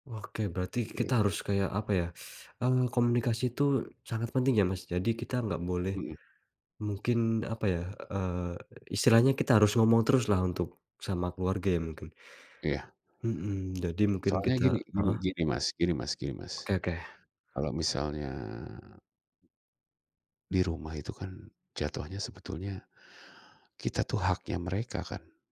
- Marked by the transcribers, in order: other background noise; teeth sucking
- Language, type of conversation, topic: Indonesian, podcast, Bagaimana kamu mengatur keseimbangan antara pekerjaan dan kehidupan pribadi?